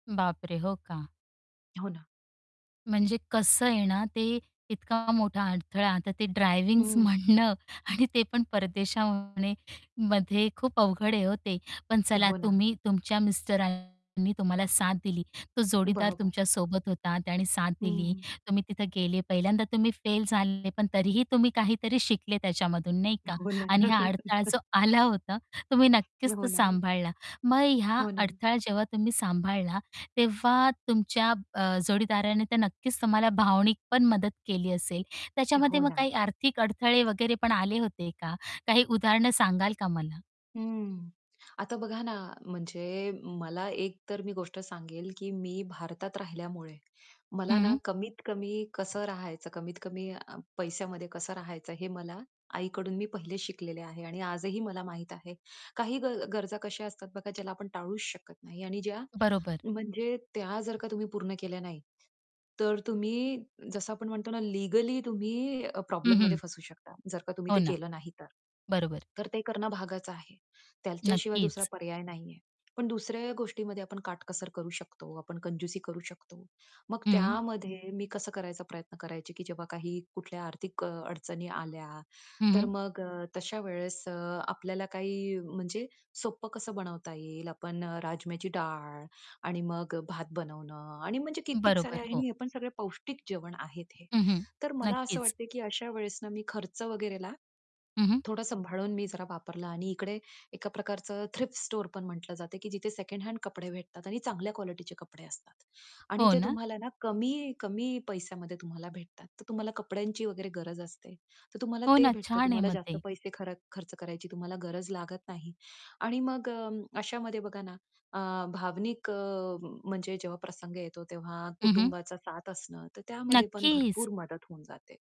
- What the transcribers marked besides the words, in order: distorted speech; static; mechanical hum; laughing while speaking: "म्हणणं"; chuckle; laughing while speaking: "आला होता"; other background noise; tapping; in English: "थ्रिफ्ट स्टोअर"
- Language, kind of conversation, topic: Marathi, podcast, तुम्ही स्वतःला नव्याने घडवायला सुरुवात करताना सर्वप्रथम काय करता?